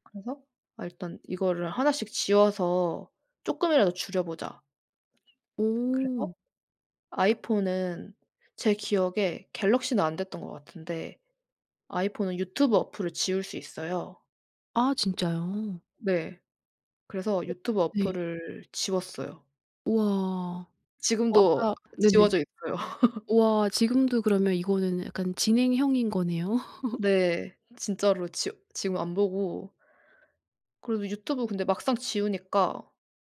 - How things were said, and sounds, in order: other background noise; laugh; laugh
- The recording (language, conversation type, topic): Korean, podcast, 디지털 디톡스는 어떻게 시작하나요?